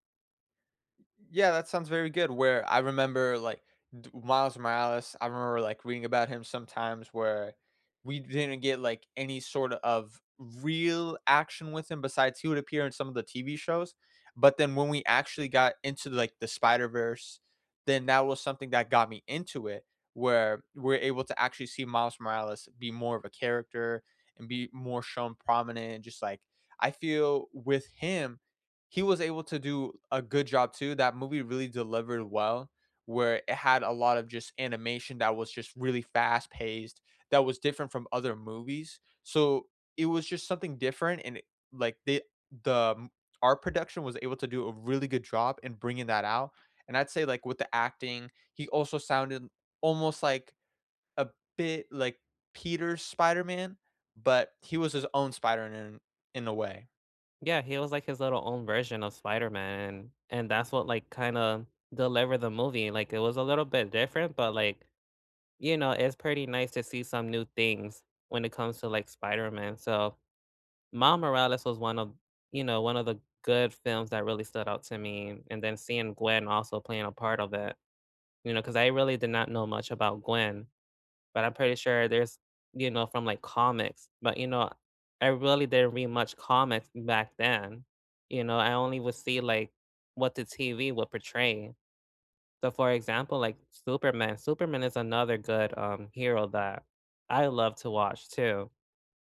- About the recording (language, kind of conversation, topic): English, unstructured, Which movie trailers hooked you instantly, and did the movies live up to the hype for you?
- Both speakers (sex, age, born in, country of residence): male, 20-24, United States, United States; male, 30-34, United States, United States
- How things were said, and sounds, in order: none